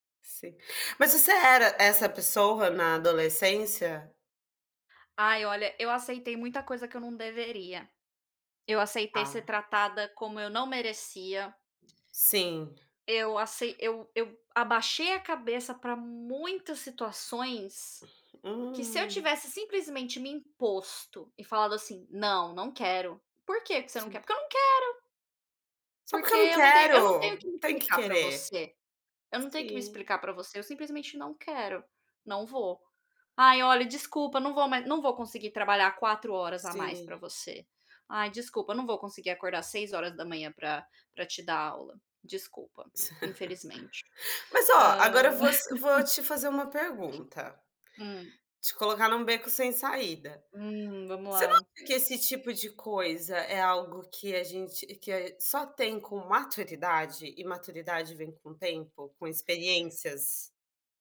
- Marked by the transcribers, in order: chuckle; chuckle; other background noise
- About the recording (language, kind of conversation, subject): Portuguese, unstructured, Qual conselho você daria para o seu eu mais jovem?
- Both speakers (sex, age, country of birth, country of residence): female, 30-34, Brazil, Portugal; female, 30-34, United States, Spain